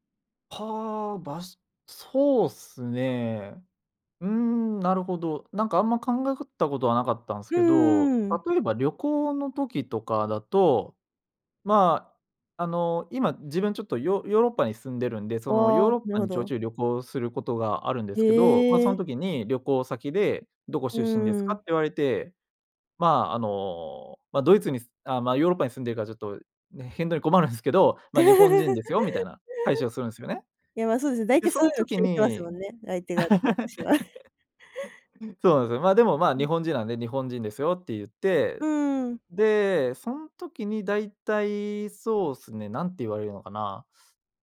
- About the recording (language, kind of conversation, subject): Japanese, podcast, 誰でも気軽に始められる交流のきっかけは何ですか？
- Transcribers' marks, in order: laugh; laughing while speaking: "としては"; chuckle